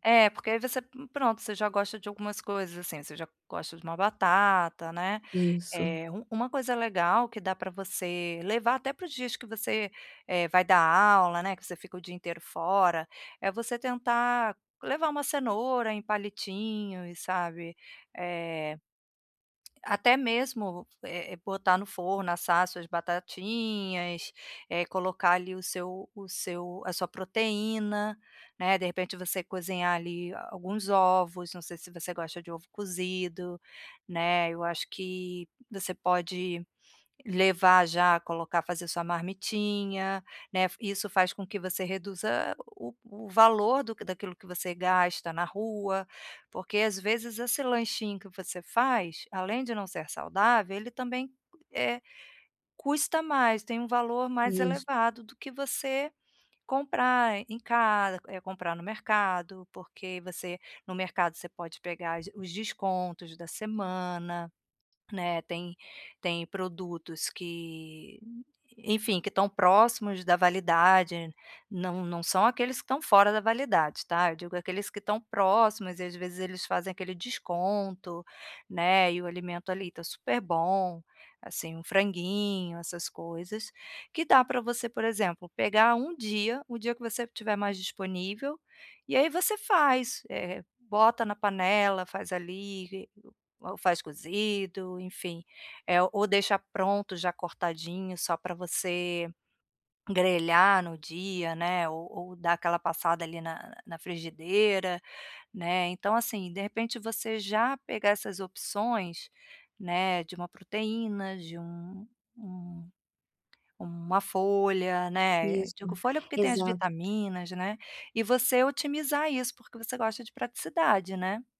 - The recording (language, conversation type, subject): Portuguese, advice, Como posso comer de forma mais saudável sem gastar muito?
- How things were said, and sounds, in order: other background noise; tapping